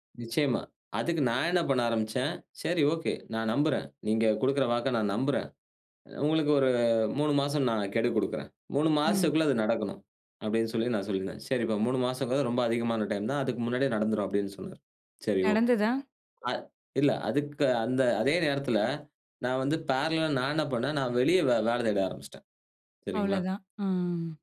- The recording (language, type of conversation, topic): Tamil, podcast, ஒரு சாதாரண நாளில் மனச் சுமை நீங்கியதாக உணர வைத்த அந்த ஒரு நிமிடம் எது?
- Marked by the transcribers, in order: in English: "ஃபேரலலா"